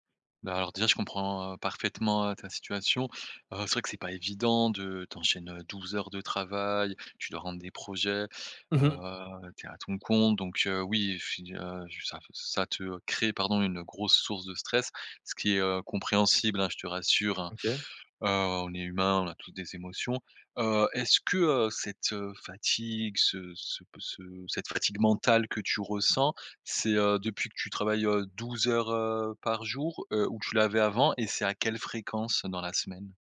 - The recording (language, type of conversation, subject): French, advice, Comment prévenir la fatigue mentale et le burn-out après de longues sessions de concentration ?
- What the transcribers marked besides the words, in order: drawn out: "heu"